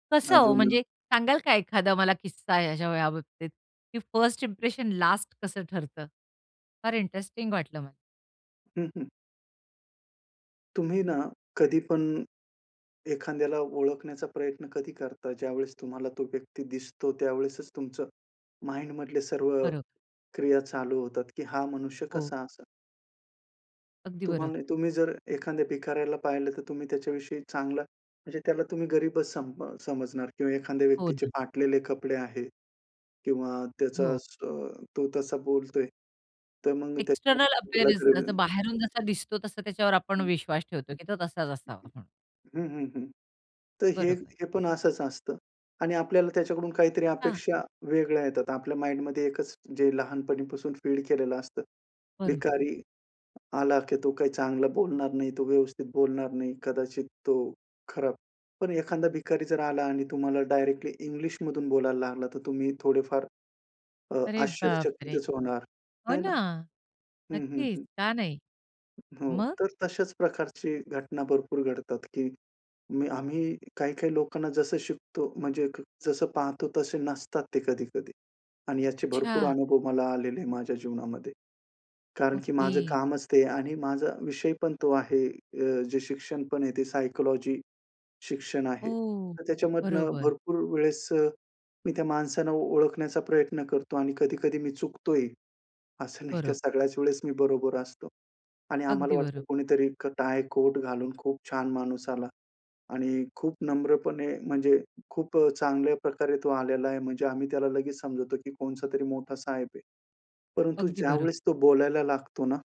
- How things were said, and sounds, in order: tapping; in English: "माइंडमधले"; in English: "एक्स्टर्नल अपीयरन्स"; unintelligible speech; other background noise; in English: "माइंडमध्ये"; other noise; laughing while speaking: "असं नाही का"
- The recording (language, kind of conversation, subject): Marathi, podcast, रोजच्या आयुष्यात तुम्ही नवीन काय शिकता?